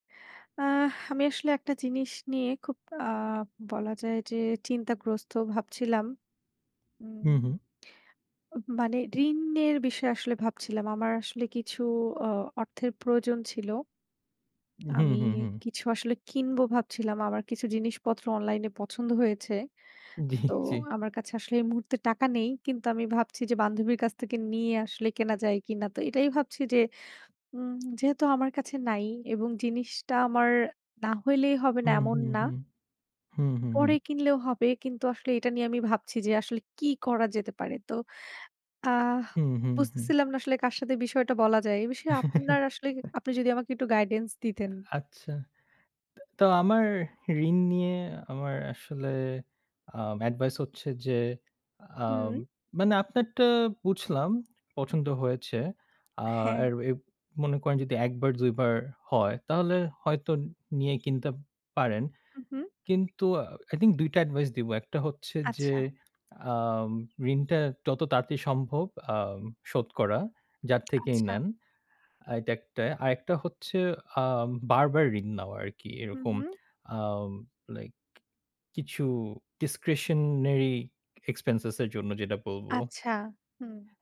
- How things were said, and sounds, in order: "ঋণের" said as "ঋনণের"; laughing while speaking: "জ্বি, জ্বি"; lip smack; laugh; in English: "guidance"; bird; in English: "I think"; tapping; lip smack; in English: "discretionary expense"
- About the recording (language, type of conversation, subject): Bengali, unstructured, ঋণ নেওয়া কখন ঠিক এবং কখন ভুল?